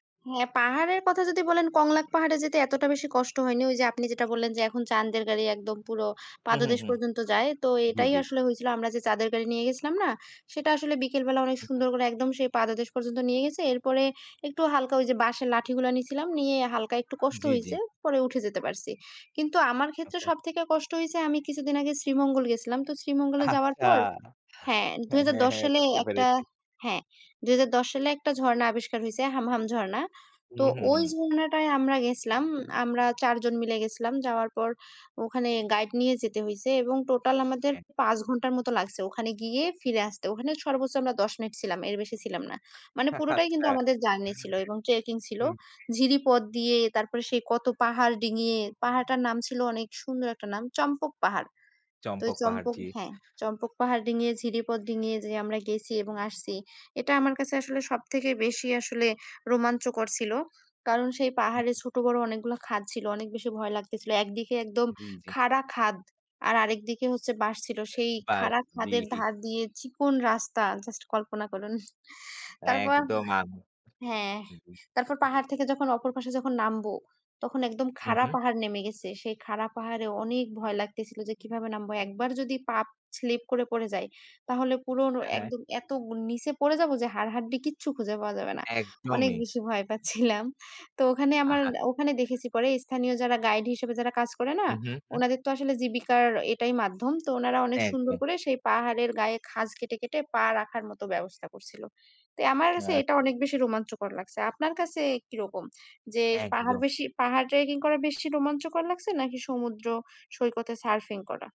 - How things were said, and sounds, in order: other street noise; other background noise; unintelligible speech; laughing while speaking: "আচ্ছা। হ্যাঁ, হ্যাঁ"; "গেছিলাম" said as "গেছলাম"; tapping; laughing while speaking: "আচ্ছা"; "সর্বোচ্চ" said as "সর্বোছছ"; other noise; chuckle; laughing while speaking: "তারপর"; laughing while speaking: "পাচ্ছিলাম"; "তো" said as "তোই"; unintelligible speech
- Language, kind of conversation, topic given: Bengali, unstructured, আপনি কোনটি বেশি পছন্দ করেন: পাহাড়ে ভ্রমণ নাকি সমুদ্র সৈকতে ভ্রমণ?